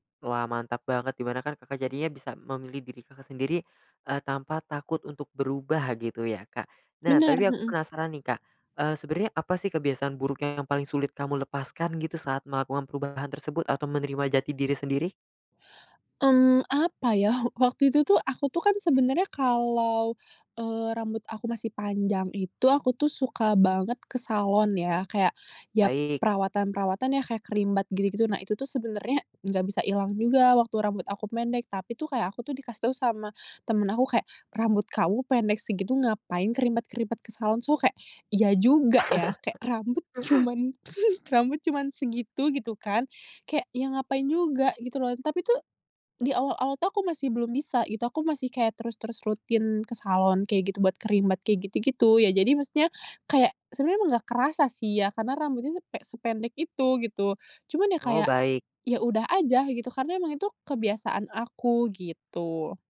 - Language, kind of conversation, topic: Indonesian, podcast, Apa tantangan terberat saat mencoba berubah?
- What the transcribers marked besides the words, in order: background speech; in English: "creambath"; in English: "creambath-creambath"; chuckle; giggle; in English: "creambath"